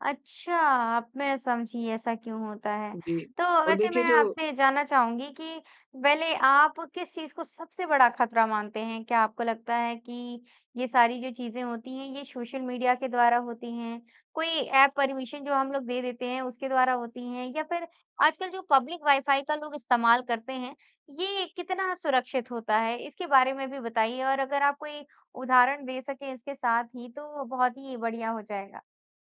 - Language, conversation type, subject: Hindi, podcast, ऑनलाइन निजता का ध्यान रखने के आपके तरीके क्या हैं?
- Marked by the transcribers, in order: in English: "परमिशन"; in English: "पब्लिक वाईफाई"